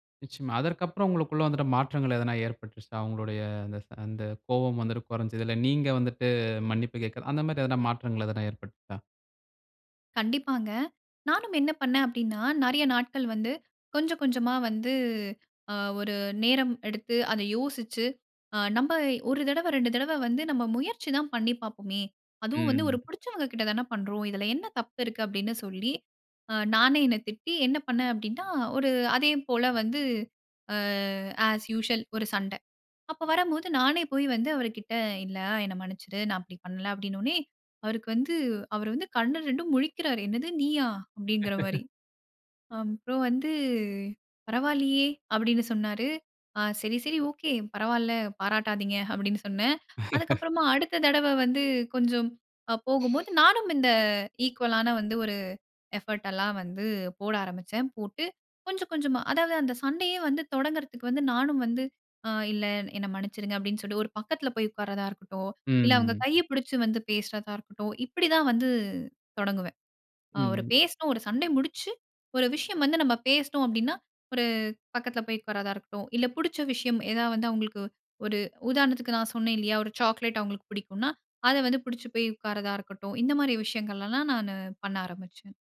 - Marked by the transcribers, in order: other background noise; drawn out: "ஆ"; in English: "ஆஸ் யூசுவல்"; laugh; in English: "ஈக்குவலான"; laugh; in English: "எஃபர்ட்"
- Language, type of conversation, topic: Tamil, podcast, தீவிரமான சண்டைக்குப் பிறகு உரையாடலை எப்படி தொடங்குவீர்கள்?